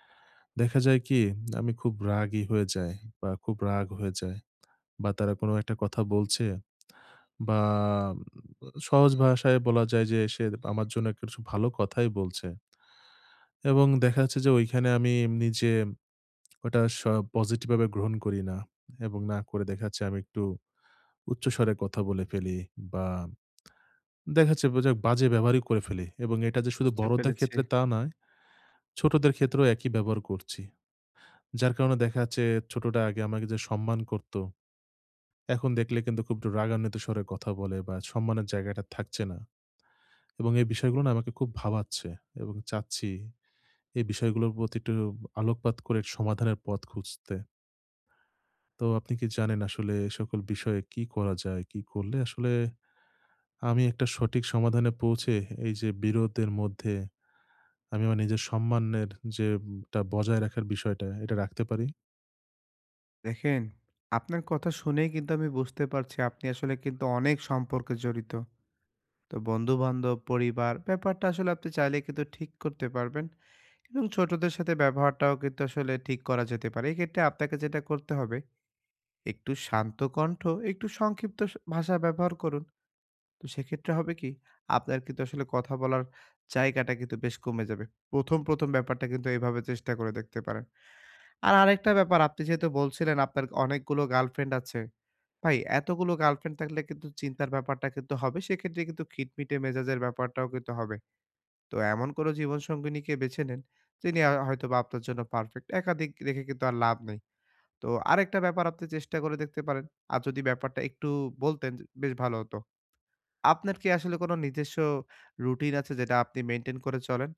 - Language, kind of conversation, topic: Bengali, advice, বিরোধের সময় কীভাবে সম্মান বজায় রেখে সহজভাবে প্রতিক্রিয়া জানাতে পারি?
- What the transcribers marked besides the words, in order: tapping; bird; other background noise